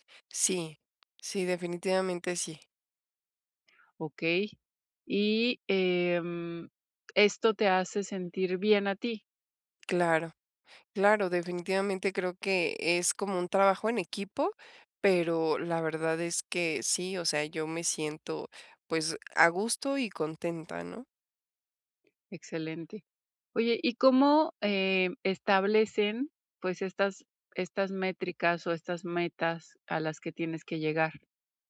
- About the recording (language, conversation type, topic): Spanish, advice, ¿Cómo puedo mantener mi motivación en el trabajo cuando nadie reconoce mis esfuerzos?
- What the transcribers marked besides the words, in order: tapping